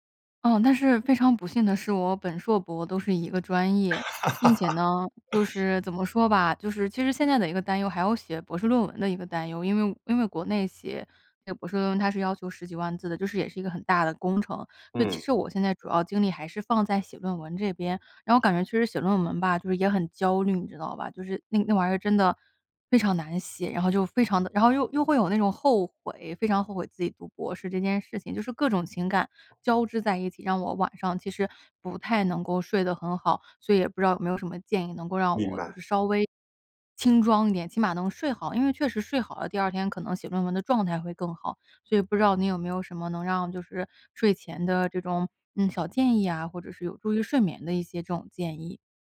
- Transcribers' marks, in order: other background noise; laugh
- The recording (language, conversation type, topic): Chinese, advice, 夜里失眠时，我总会忍不住担心未来，怎么才能让自己平静下来不再胡思乱想？